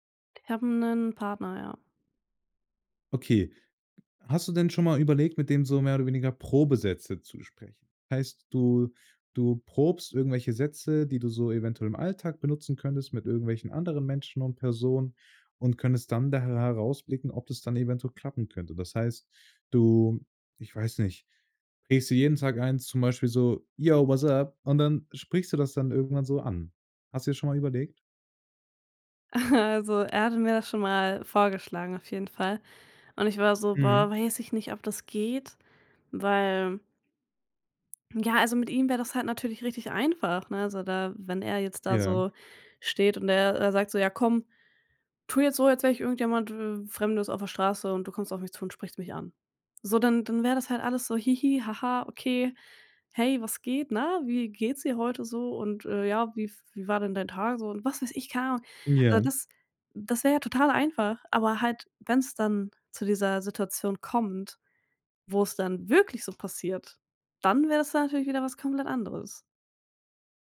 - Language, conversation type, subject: German, advice, Wie kann ich Small Talk überwinden und ein echtes Gespräch beginnen?
- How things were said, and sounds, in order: in English: "Yo, what's up?"; chuckle